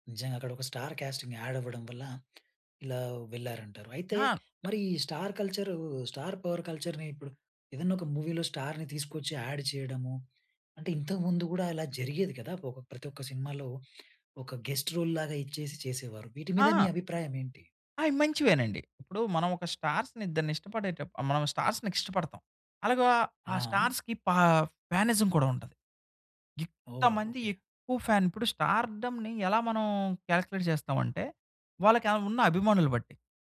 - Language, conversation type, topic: Telugu, podcast, స్టార్ పవర్ వల్లే సినిమా హిట్ అవుతుందా, దాన్ని తాత్త్వికంగా ఎలా వివరించొచ్చు?
- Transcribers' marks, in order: in English: "స్టార్ కాస్టింగ్ యాడ్"; other background noise; in English: "స్టార్ కల్చర్ స్టార్ పవర్ కల్చర్‌ని"; in English: "మూవీలో స్టార్‌ని"; in English: "యాడ్"; in English: "గెస్ట్ రోల్"; in English: "స్టార్స్‌ని"; in English: "స్టార్స్‌ని"; in English: "స్టార్స్‌కి పా ఫానిజం"; in English: "ఫాన్"; in English: "స్టార్డమ్‌ని"; in English: "కాలిక్యులేట్"